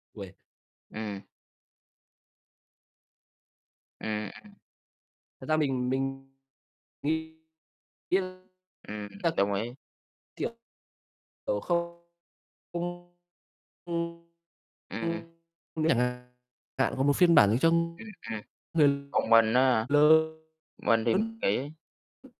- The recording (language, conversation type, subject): Vietnamese, unstructured, Bạn nghĩ sao về việc nhiều người dành quá nhiều thời gian cho mạng xã hội?
- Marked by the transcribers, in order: distorted speech; unintelligible speech; mechanical hum; tapping